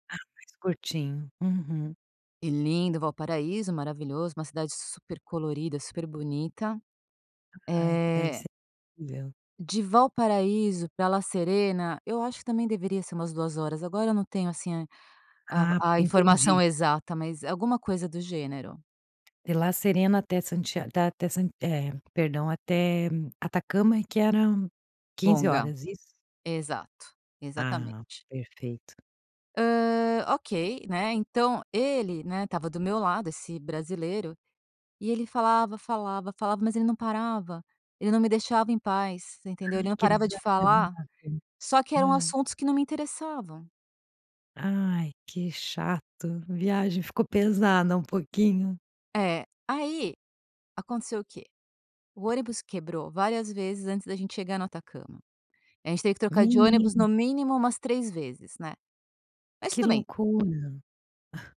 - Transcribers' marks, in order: tapping; chuckle
- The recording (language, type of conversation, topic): Portuguese, podcast, Já fez alguma amizade que durou além da viagem?